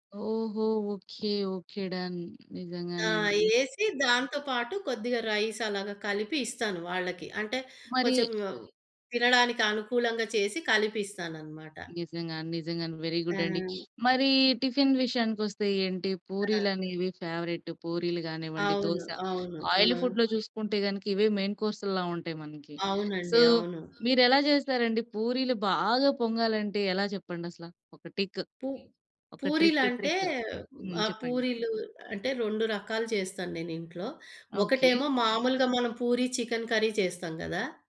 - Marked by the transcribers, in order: in English: "డన్"; in English: "రైస్"; other background noise; in English: "వెరీ గుడ్"; in English: "ఫేవరెట్"; in English: "ఆయిలీ ఫుడ్‌లో"; background speech; in English: "మెయిన్"; in English: "సో"; in English: "ట్రిక్ ట్రిక్"; tapping; in English: "కర్రీ"
- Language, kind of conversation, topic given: Telugu, podcast, మీ కుటుంబ వంటశైలి మీ జీవితాన్ని ఏ విధంగా ప్రభావితం చేసిందో చెప్పగలరా?